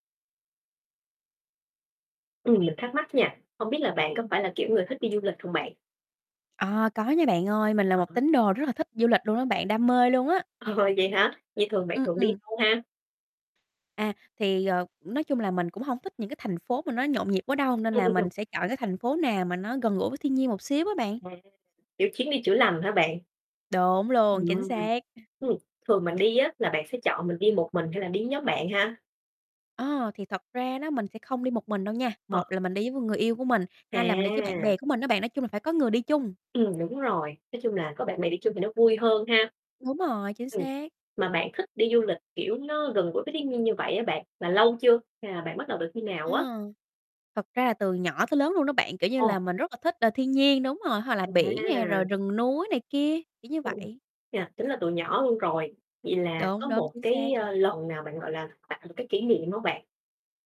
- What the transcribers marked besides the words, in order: other background noise; tapping; unintelligible speech; laughing while speaking: "Ờ"; distorted speech; static
- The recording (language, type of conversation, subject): Vietnamese, podcast, Bạn có thể kể về một trải nghiệm gần gũi với thiên nhiên không?